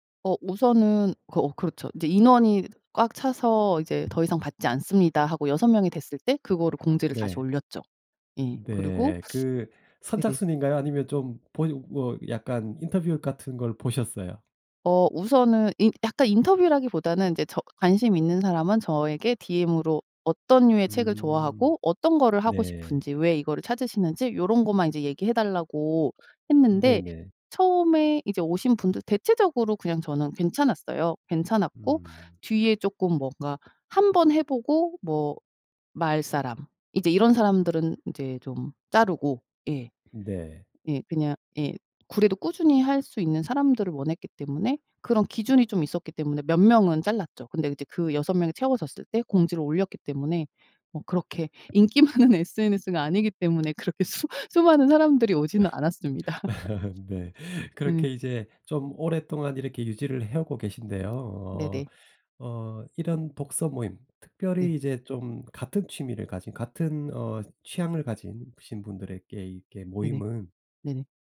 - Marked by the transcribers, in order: other background noise; tapping; laughing while speaking: "인기 많은 SNS는 아니기 때문에"; laughing while speaking: "수 수많은 사람들이 오지는 않았습니다"; laugh
- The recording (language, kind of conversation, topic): Korean, podcast, 취미 모임이나 커뮤니티에 참여해 본 경험은 어땠나요?